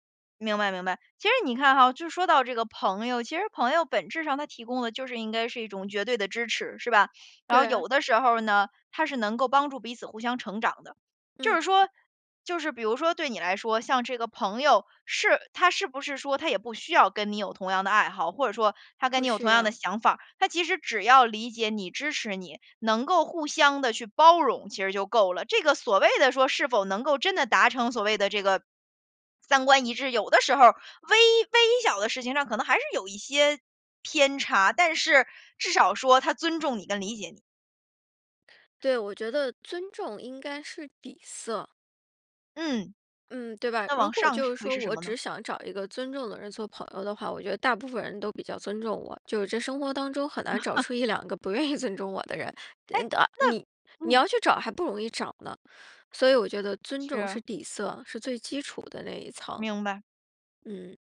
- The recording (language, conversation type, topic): Chinese, podcast, 你觉得什么样的人才算是真正的朋友？
- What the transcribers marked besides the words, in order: other background noise; chuckle; laughing while speaking: "不愿意尊重我的人"